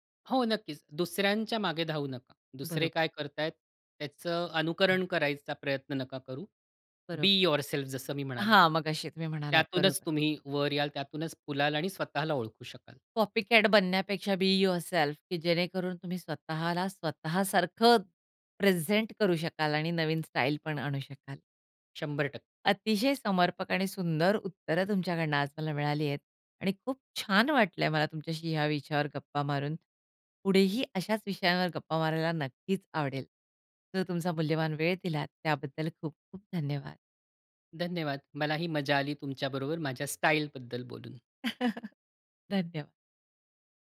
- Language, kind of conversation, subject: Marathi, podcast, तुझी शैली आयुष्यात कशी बदलत गेली?
- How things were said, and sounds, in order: in English: "बी युवरसेल्फ"; in English: "कॉपी कॅट"; in English: "बी युवरसेल्फ"; chuckle